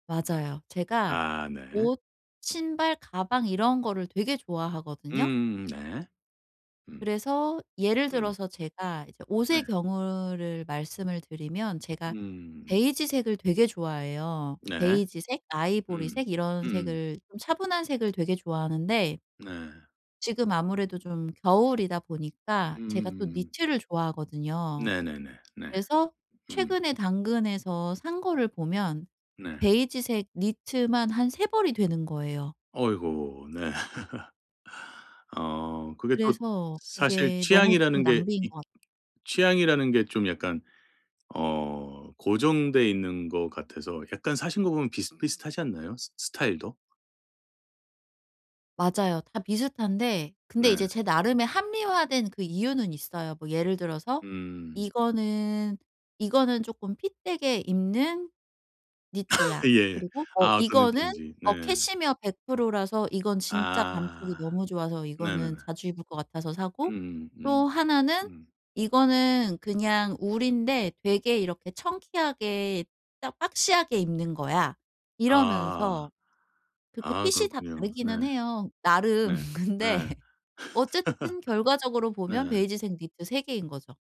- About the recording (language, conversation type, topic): Korean, advice, 어떻게 하면 충동구매를 줄일 수 있을까요?
- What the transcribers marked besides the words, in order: tapping; laughing while speaking: "네"; laugh; in English: "청키하게"; in English: "박시하게"; laughing while speaking: "나름. 근데"; laugh